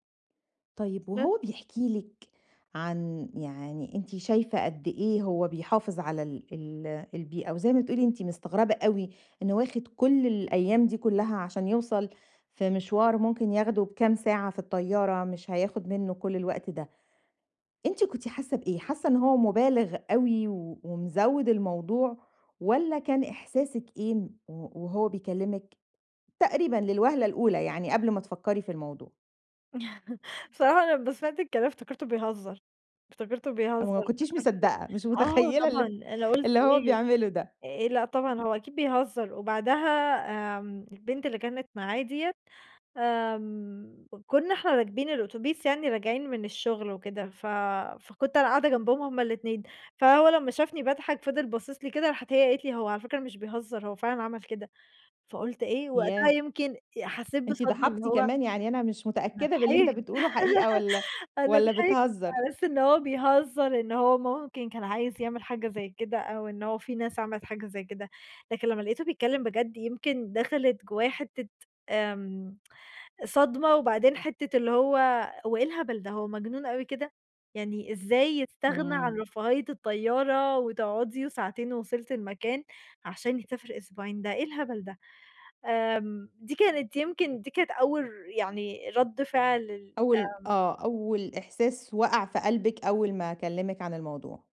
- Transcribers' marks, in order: other noise; laugh; tapping; chuckle; laugh
- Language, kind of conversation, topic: Arabic, podcast, احكيلي عن أغرب شخص قابلته وإنت مسافر؟